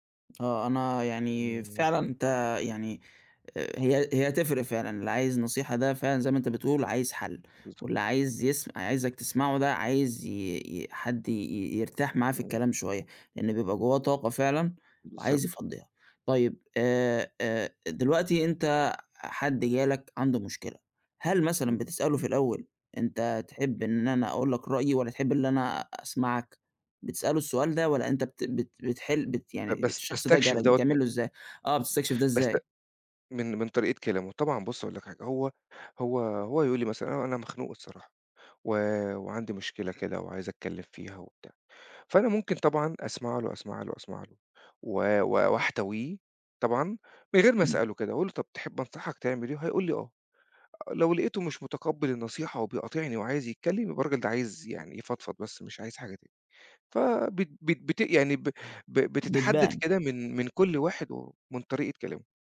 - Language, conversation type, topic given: Arabic, podcast, إزاي تعرف الفرق بين اللي طالب نصيحة واللي عايزك بس تسمع له؟
- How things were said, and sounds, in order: tapping